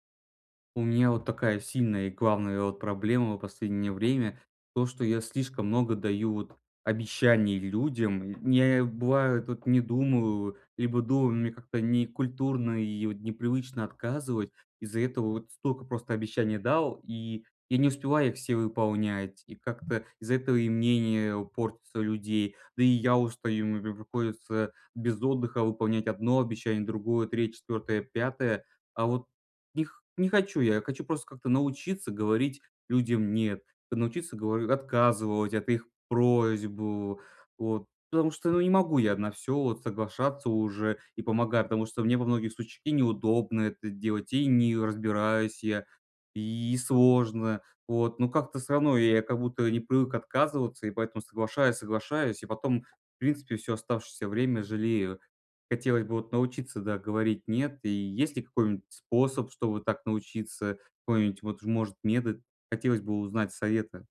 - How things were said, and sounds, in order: other background noise
- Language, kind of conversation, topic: Russian, advice, Как отказать без чувства вины, когда меня просят сделать что-то неудобное?